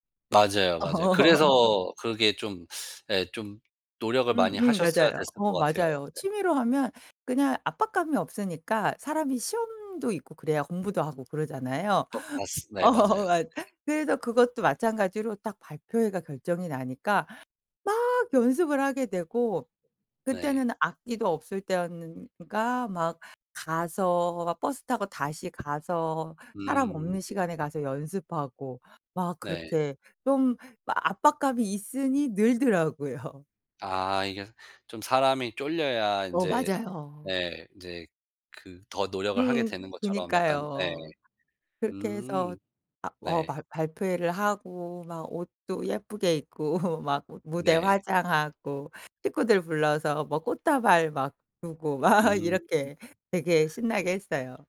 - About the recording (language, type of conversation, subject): Korean, podcast, 그 취미는 어떻게 시작하게 되셨어요?
- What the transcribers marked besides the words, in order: laughing while speaking: "어"; teeth sucking; other background noise; laughing while speaking: "어"; tapping; laughing while speaking: "막"; laugh